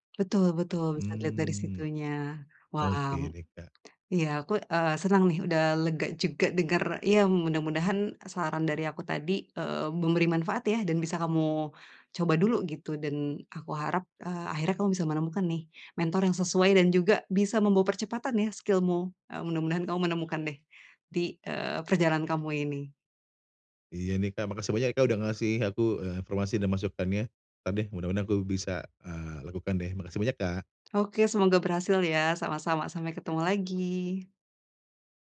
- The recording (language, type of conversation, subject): Indonesian, advice, Bagaimana cara menemukan mentor yang cocok untuk pertumbuhan karier saya?
- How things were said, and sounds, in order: in English: "skill-mu"